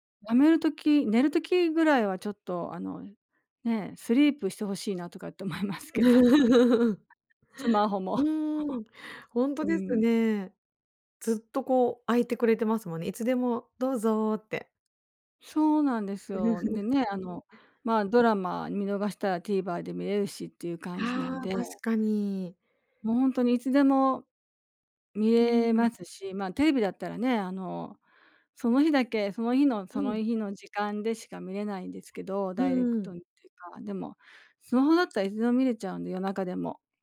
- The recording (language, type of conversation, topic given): Japanese, advice, スマホで夜更かしして翌日だるさが取れない
- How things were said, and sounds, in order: chuckle; laughing while speaking: "思いますけども。 スマホも"; tapping; chuckle; laugh